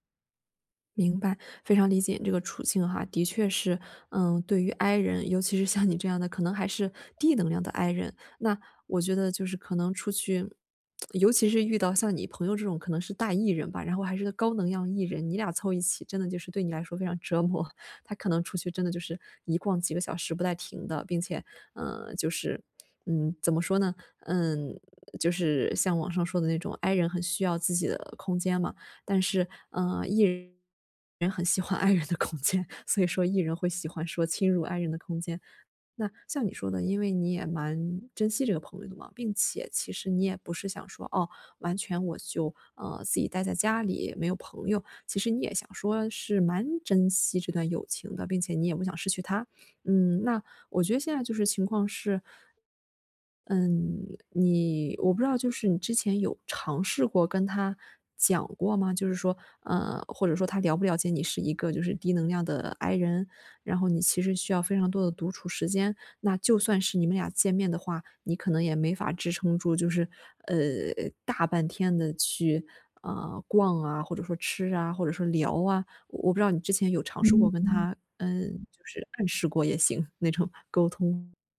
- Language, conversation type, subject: Chinese, advice, 我怎麼能更好地平衡社交與個人時間？
- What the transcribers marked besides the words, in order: laughing while speaking: "像你"; lip smack; laughing while speaking: "折磨"; lip smack; laughing while speaking: "I人的空间"; laughing while speaking: "那种沟"